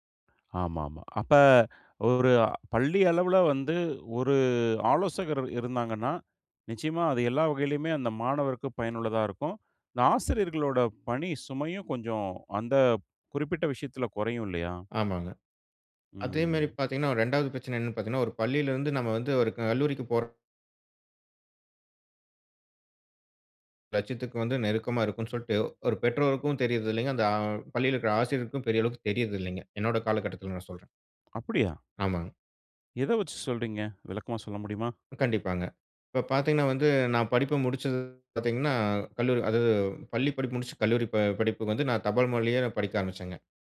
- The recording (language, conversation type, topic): Tamil, podcast, மற்றவர்களுடன் உங்களை ஒப்பிடும் பழக்கத்தை நீங்கள் எப்படி குறைத்தீர்கள், அதற்கான ஒரு அனுபவத்தைப் பகிர முடியுமா?
- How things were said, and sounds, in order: other background noise; surprised: "அப்பிடியா?"; anticipating: "எத வச்சு சொல்றீங்க? விளக்கமா சொல்ல முடியுமா?"; "வழிய" said as "மொழிய"